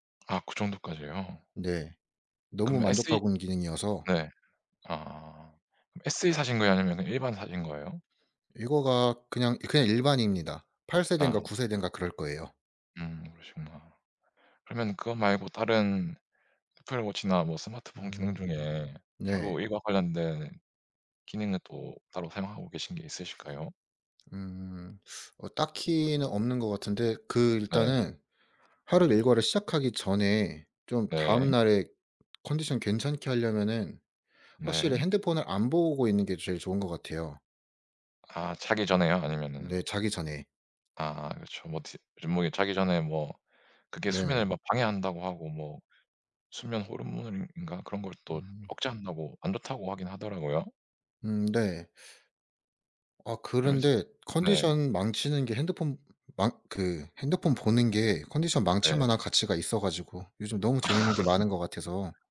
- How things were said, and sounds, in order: other background noise; teeth sucking; laugh
- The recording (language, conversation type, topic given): Korean, unstructured, 오늘 하루는 보통 어떻게 시작하세요?